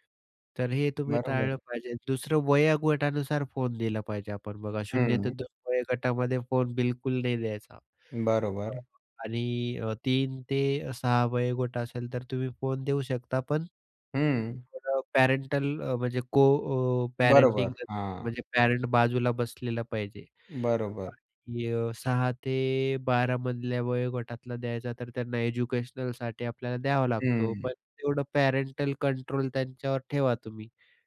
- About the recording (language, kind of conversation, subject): Marathi, podcast, दिवसात स्क्रीनपासून दूर राहण्यासाठी तुम्ही कोणते सोपे उपाय करता?
- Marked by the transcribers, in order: unintelligible speech; in English: "पॅरेंटल"; in English: "पॅरेंटिंग"; in English: "पॅरेंटल कंट्रोल"